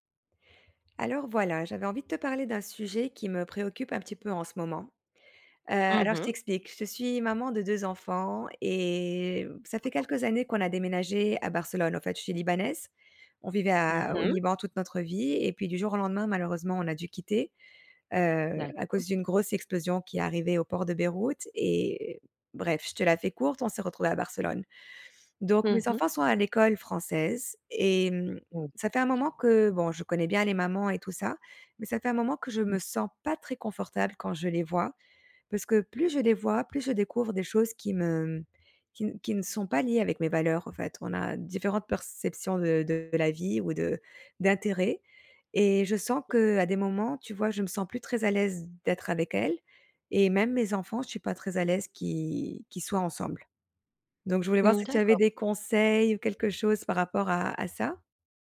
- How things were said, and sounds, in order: unintelligible speech
- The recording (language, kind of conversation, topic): French, advice, Pourquoi est-ce que je me sens mal à l’aise avec la dynamique de groupe quand je sors avec mes amis ?
- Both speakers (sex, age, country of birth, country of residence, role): female, 35-39, France, Portugal, advisor; female, 35-39, France, Spain, user